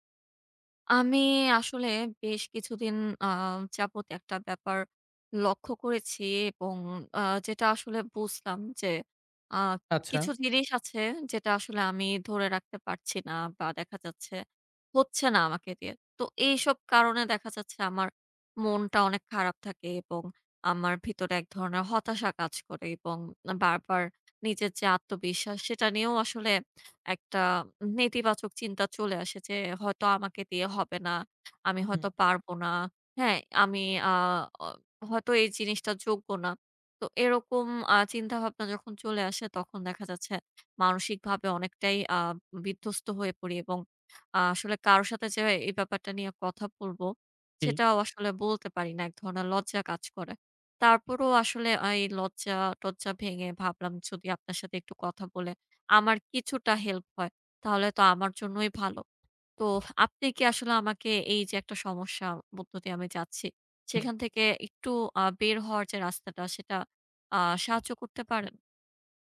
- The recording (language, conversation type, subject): Bengali, advice, প্রতিদিন সহজভাবে প্রেরণা জাগিয়ে রাখার জন্য কী কী দৈনন্দিন অভ্যাস গড়ে তুলতে পারি?
- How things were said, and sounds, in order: other background noise